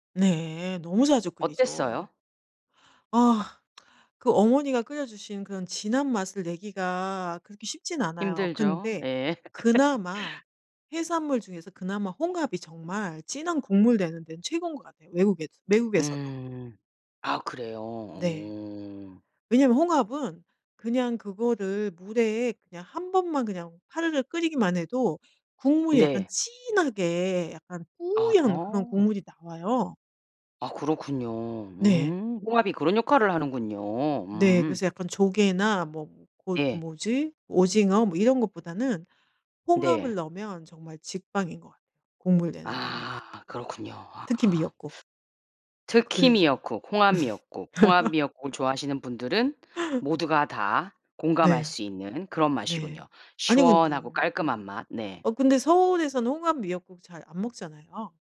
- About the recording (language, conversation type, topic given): Korean, podcast, 가족에게서 대대로 전해 내려온 음식이나 조리법이 있으신가요?
- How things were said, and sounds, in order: tsk; laugh; other background noise; teeth sucking; laugh